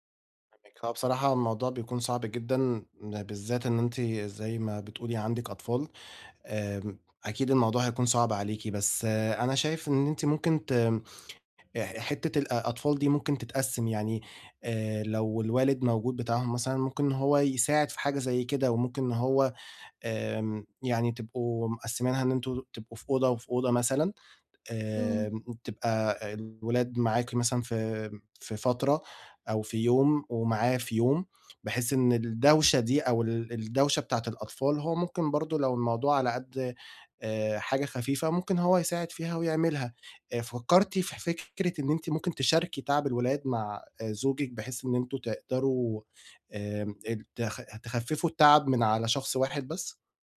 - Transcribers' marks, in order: unintelligible speech; other background noise
- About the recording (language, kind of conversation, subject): Arabic, advice, إزاي أحسّن جودة نومي بالليل وأصحى الصبح بنشاط أكبر كل يوم؟